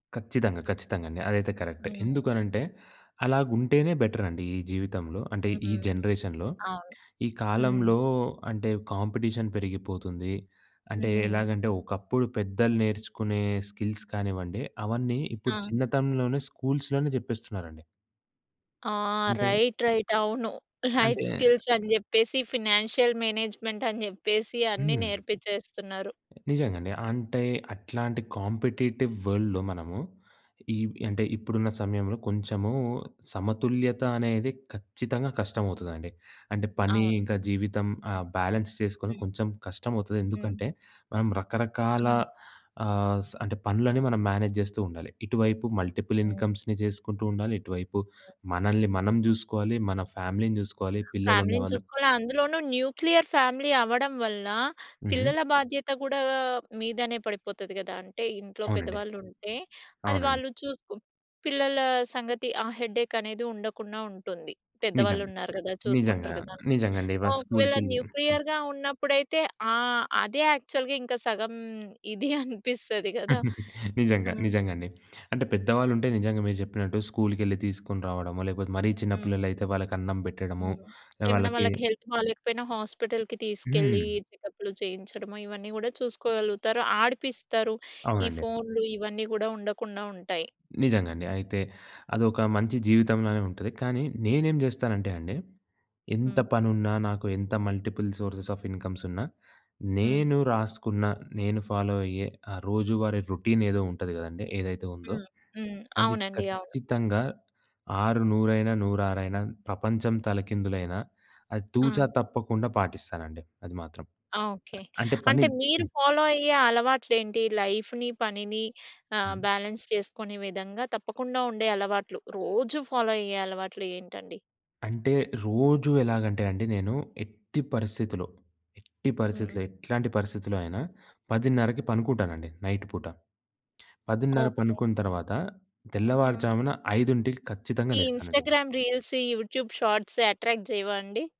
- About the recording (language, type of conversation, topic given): Telugu, podcast, పని‑జీవితం సమతుల్యాన్ని నిలబెట్టుకోవడానికి మీరు రోజూ పాటించే అలవాట్లు ఏమిటి?
- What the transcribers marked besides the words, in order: in English: "జనరేషన్‌లో"; other background noise; in English: "కాంపిటీషన్"; in English: "స్కిల్స్"; in English: "రైట్, రైట్"; in English: "లైఫ్ స్కిల్స్"; tapping; in English: "ఫి‌నాన్షియల్ మేనేజ్‌మెంట్"; other noise; in English: "కాంపిటీటివ్ వర్ల్‌డ్‌లో"; in English: "బ్యాలెన్స్"; in English: "మేనేజ్"; in English: "మల్టిపుల్ ఇన్కమ్స్‌ని"; in English: "ఫ్యామిలీని"; in English: "ఫ్యామిలీని"; in English: "న్యూక్లియర్ ఫ్యామిలీ"; in English: "న్యూక్లియర్‌గా"; in English: "యాక్చువల్‌గా"; chuckle; in English: "హెల్త్"; in English: "హాస్పిటల్‌కి"; in English: "మల్టిపుల్ సోర్సెస్ ఆఫ్ ఇన్కమ్స్"; in English: "ఫాలో"; in English: "రొ‌టీన్"; in English: "ఫాలో"; in English: "లైఫ్‌ని"; in English: "బాలన్స్"; in English: "ఫాలో"; in English: "నైట్"; in English: "ఇంస్టా‌గ్రామ్ రీల్స్"; in English: "యూట్యూబ్ షార్ట్స్ యట్రాక్ట్"